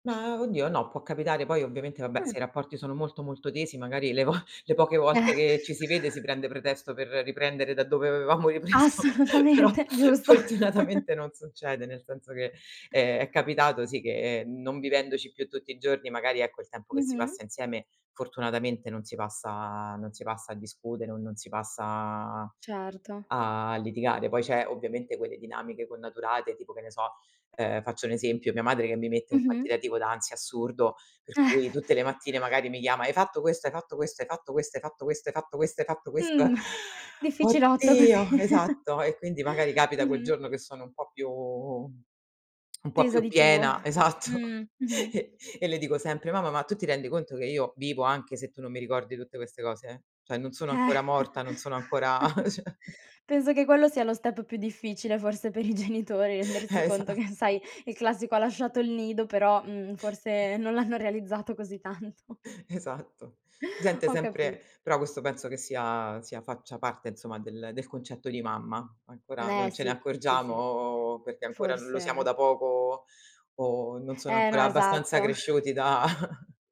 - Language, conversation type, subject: Italian, podcast, Quali rituali familiari possono favorire la riconciliazione?
- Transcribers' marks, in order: laughing while speaking: "le vo"; laughing while speaking: "Assolutamente, giusto"; laughing while speaking: "ripreso, però fortunatamente"; drawn out: "passa"; inhale; laughing while speaking: "così"; inhale; lip smack; laughing while speaking: "esatto"; chuckle; in English: "step"; laughing while speaking: "Cioè"; laughing while speaking: "per i genitori"; laughing while speaking: "Eh, esatto"; laughing while speaking: "l'hanno"; laughing while speaking: "così tanto"; tapping; laughing while speaking: "da"